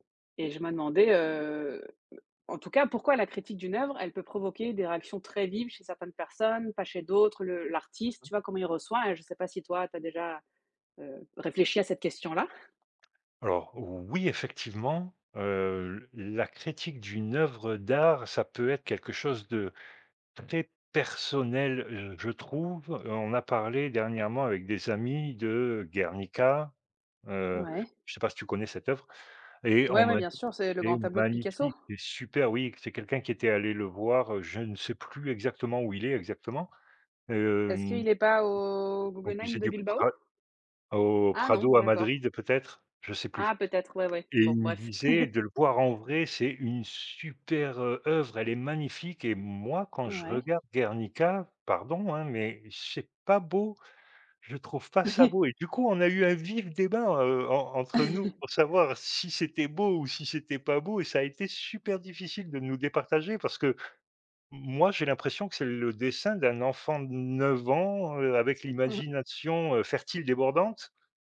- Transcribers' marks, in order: other background noise; tapping; drawn out: "au"; laugh; laugh; laugh
- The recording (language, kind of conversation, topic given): French, unstructured, Pourquoi la critique d’une œuvre peut-elle susciter des réactions aussi vives ?
- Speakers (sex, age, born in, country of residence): female, 35-39, France, France; male, 50-54, France, Portugal